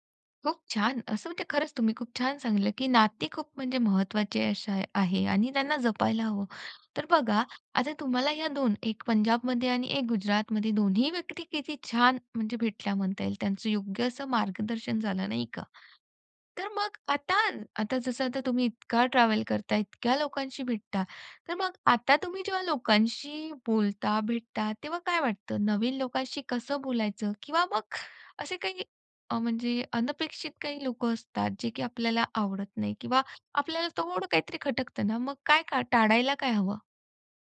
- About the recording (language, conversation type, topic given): Marathi, podcast, तुझ्या प्रदेशातील लोकांशी संवाद साधताना तुला कोणी काय शिकवलं?
- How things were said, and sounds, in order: none